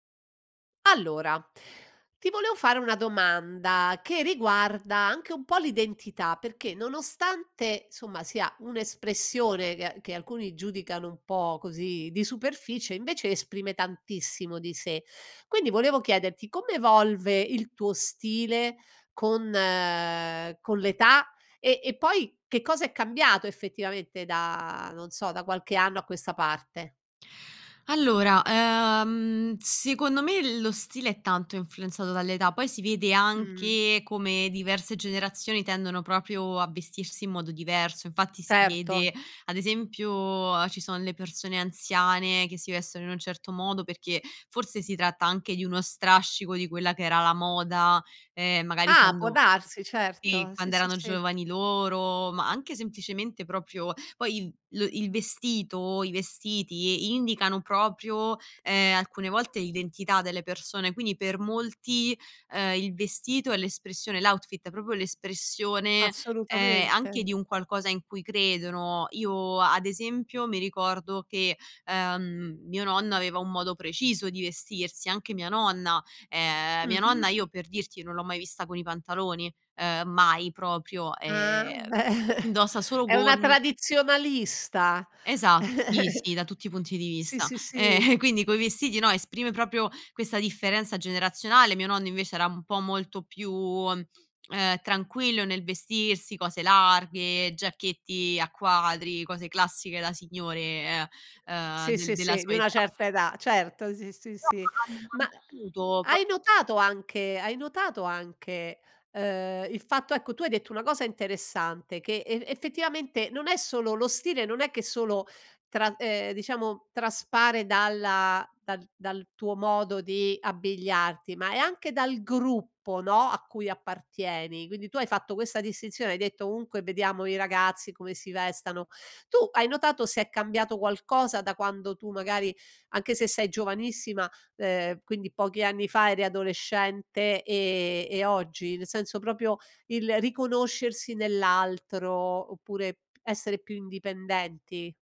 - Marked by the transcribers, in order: other background noise; tapping; chuckle; chuckle; laughing while speaking: "Ehm"; unintelligible speech
- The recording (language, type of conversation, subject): Italian, podcast, Come pensi che evolva il tuo stile con l’età?